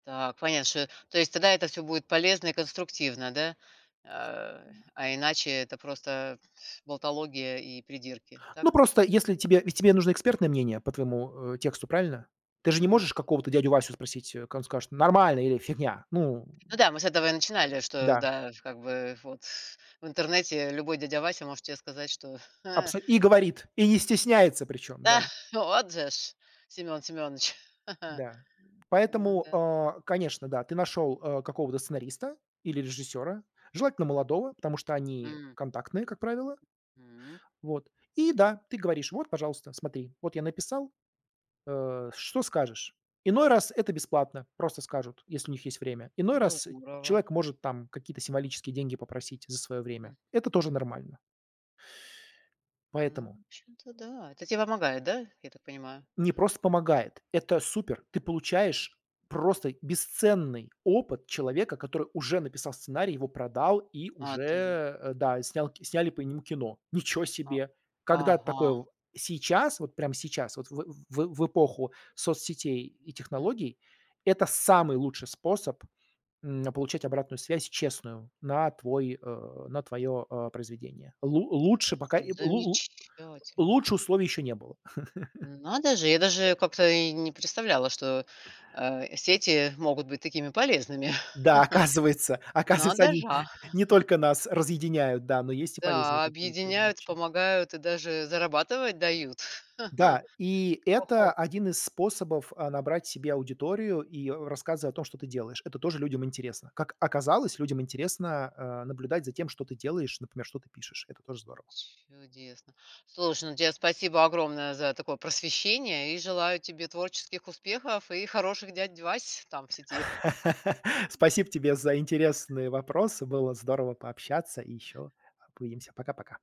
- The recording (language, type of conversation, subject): Russian, podcast, Как вы просите и получаете честную обратную связь?
- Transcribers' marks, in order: other noise; other background noise; chuckle; chuckle; "же ж" said as "же-шь"; chuckle; stressed: "бесценный"; surprised: "Ниче себе!"; stressed: "самый"; chuckle; laughing while speaking: "оказывается. Оказывается, они"; chuckle; "Надо же" said as "надо жа"; chuckle; chuckle; chuckle; "Спасибо" said as "спасиб"